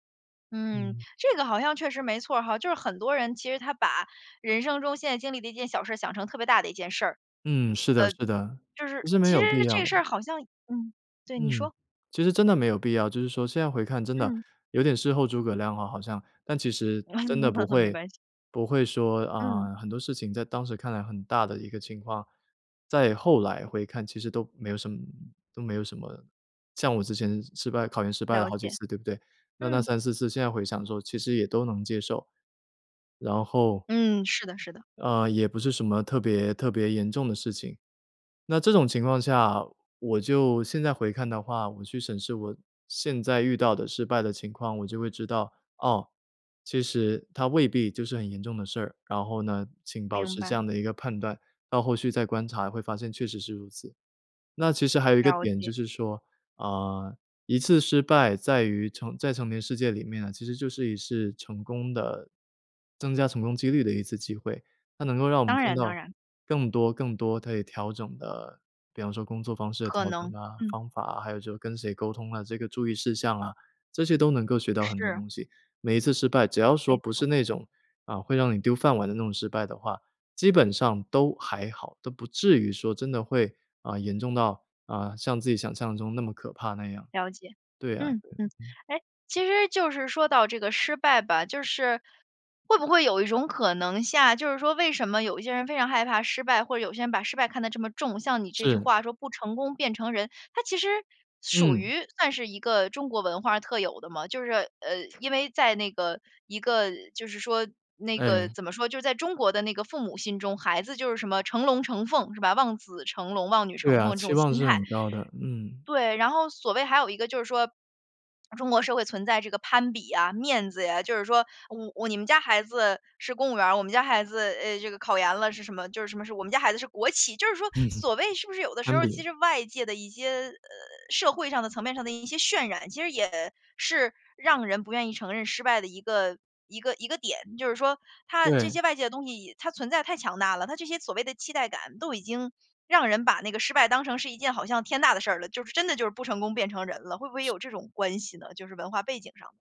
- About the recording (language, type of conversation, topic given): Chinese, podcast, 怎样克服害怕失败，勇敢去做实验？
- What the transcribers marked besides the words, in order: laugh; "性" said as "下"; tapping; swallow; laugh; other background noise